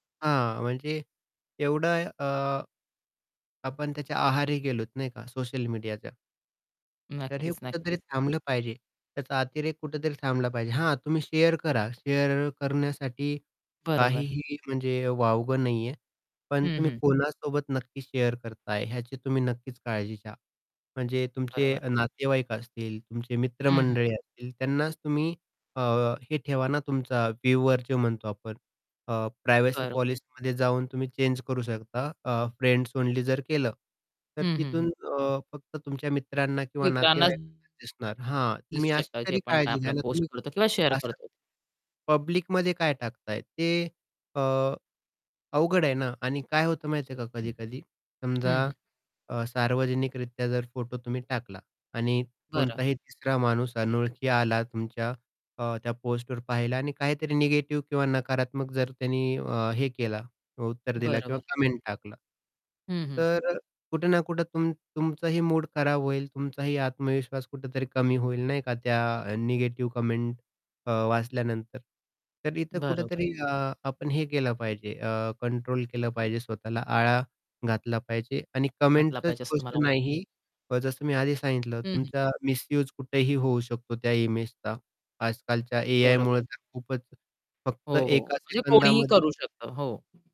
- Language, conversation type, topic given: Marathi, podcast, तुम्ही एखादी खाजगी गोष्ट सार्वजनिक करावी की नाही, कसे ठरवता?
- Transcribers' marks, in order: static; in English: "शेअर"; other background noise; in English: "शेअर"; distorted speech; mechanical hum; tapping